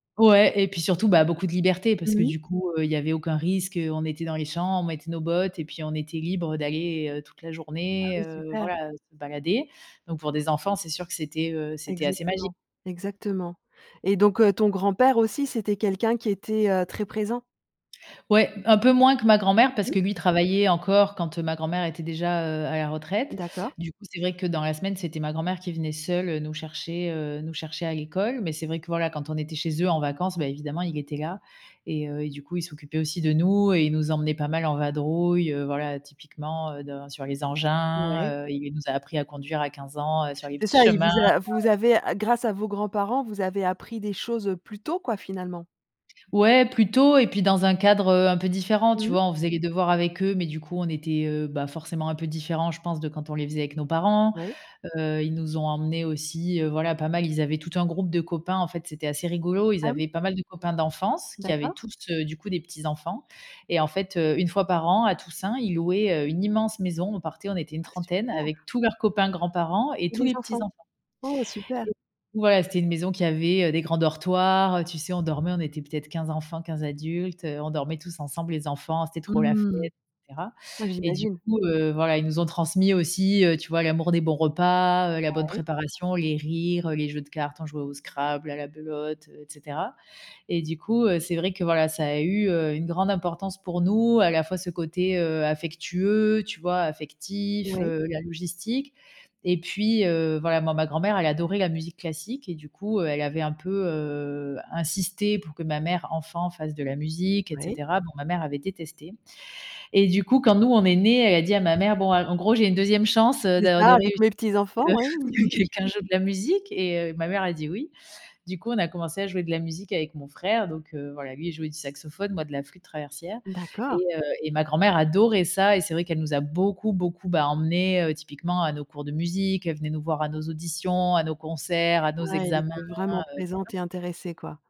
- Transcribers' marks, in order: stressed: "tôt"; other background noise; tapping; chuckle; stressed: "adorait"
- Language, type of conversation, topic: French, podcast, Quelle place tenaient les grands-parents dans ton quotidien ?